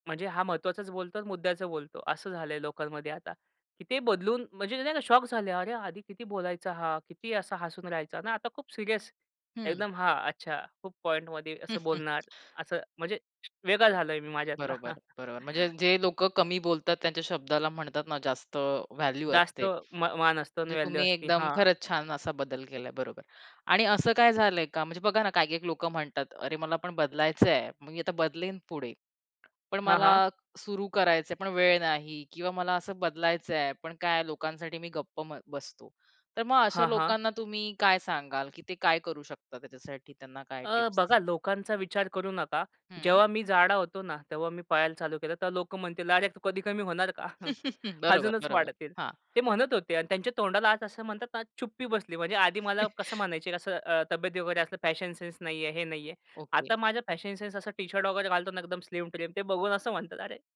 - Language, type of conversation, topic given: Marathi, podcast, नवीन ‘मी’ घडवण्यासाठी पहिले पाऊल कोणते असावे?
- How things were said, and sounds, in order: chuckle; tapping; laughing while speaking: "माझ्यातला"; in English: "व्हॅल्यू"; in English: "व्हॅल्यू"; other background noise; chuckle; chuckle